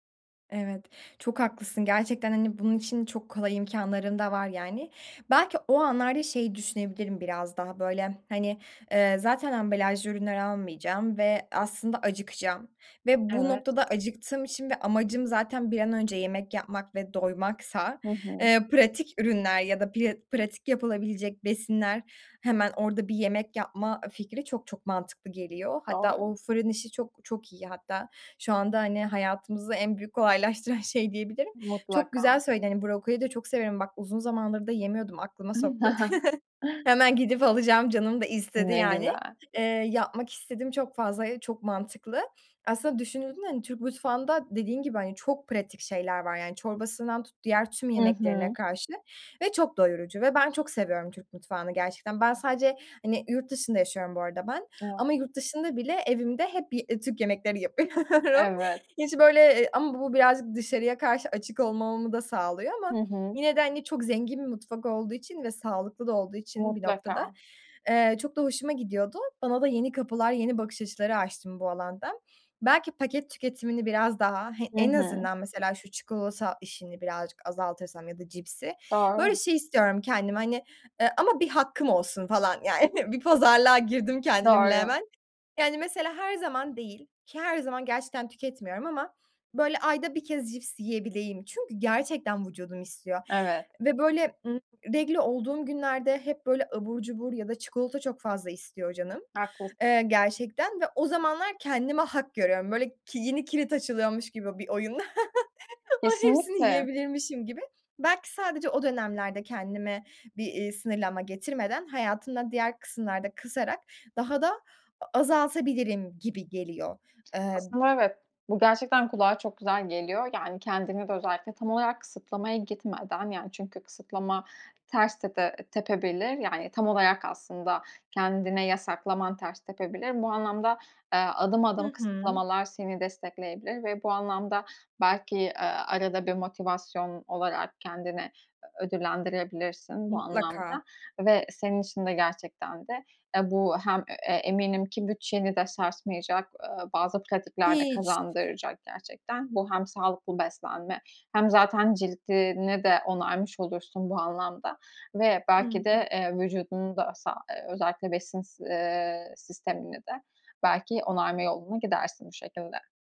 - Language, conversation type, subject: Turkish, advice, Atıştırma kontrolü ve dürtü yönetimi
- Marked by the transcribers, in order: chuckle; other background noise; laughing while speaking: "yapıyorum"; tapping; laughing while speaking: "yani"; laugh